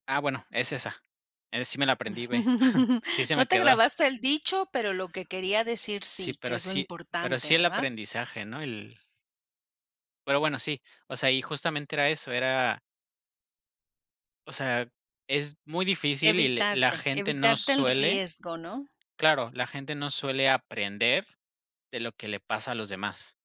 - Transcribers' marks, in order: chuckle; other background noise
- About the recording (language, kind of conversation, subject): Spanish, podcast, ¿Qué papel juegan los errores en tu aprendizaje?